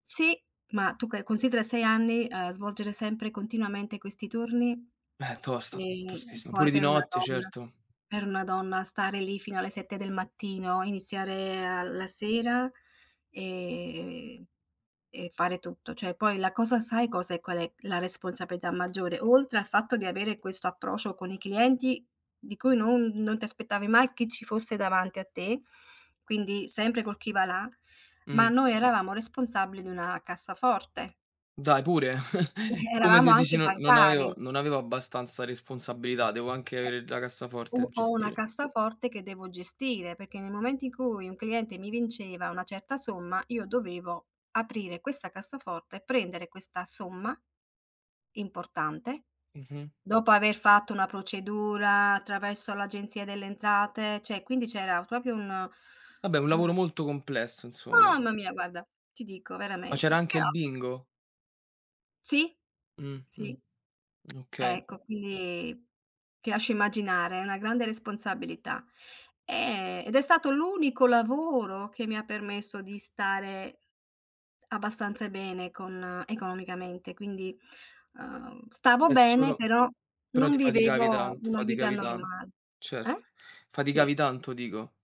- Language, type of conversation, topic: Italian, unstructured, Qual è stata la tua più grande soddisfazione economica?
- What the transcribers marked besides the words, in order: other background noise; drawn out: "e"; chuckle; "cioè" said as "ceh"; "proprio" said as "propio"; unintelligible speech; tapping